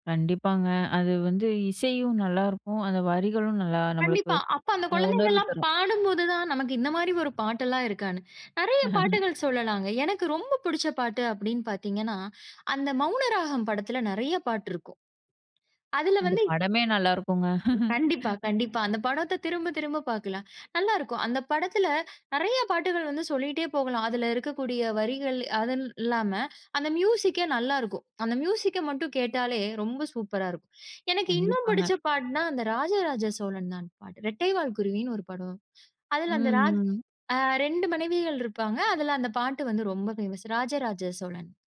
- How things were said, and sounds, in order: laugh; laugh; in English: "ஃபேமஸ்"
- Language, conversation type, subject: Tamil, podcast, பழைய பாடல்கள் உங்களுக்கு என்னென்ன உணர்வுகளைத் தருகின்றன?